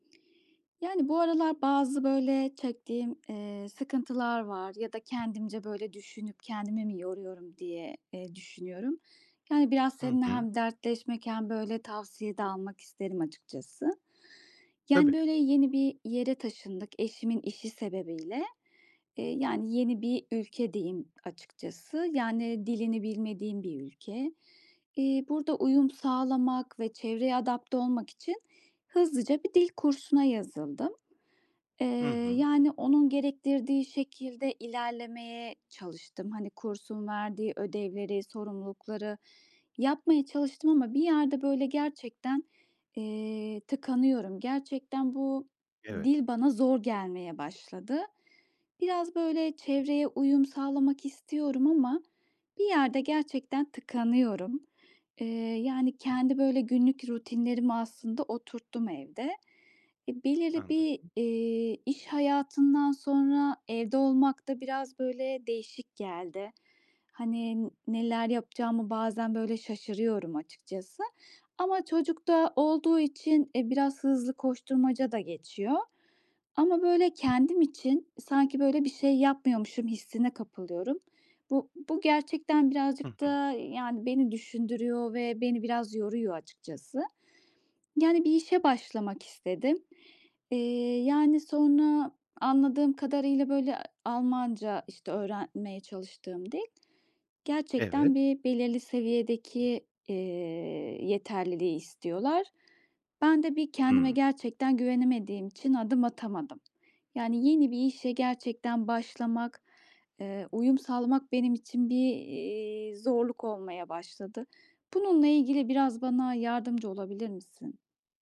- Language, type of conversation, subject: Turkish, advice, Yeni işe başlarken yeni rutinlere nasıl uyum sağlayabilirim?
- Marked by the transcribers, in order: tapping; other background noise